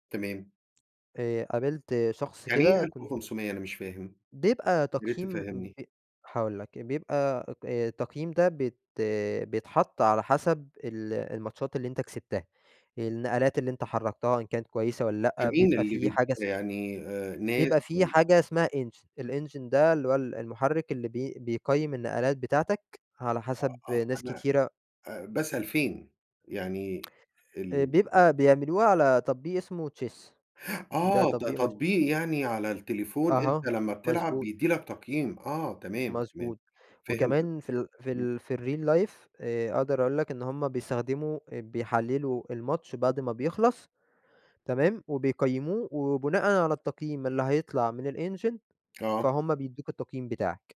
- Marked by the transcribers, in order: in English: "Engine الEngine"; in English: "الReal Life"; in English: "الEngine"
- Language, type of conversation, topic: Arabic, podcast, إيه أكبر تحدّي واجهك في هوايتك؟
- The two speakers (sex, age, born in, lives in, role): male, 20-24, Egypt, Egypt, guest; male, 55-59, Egypt, United States, host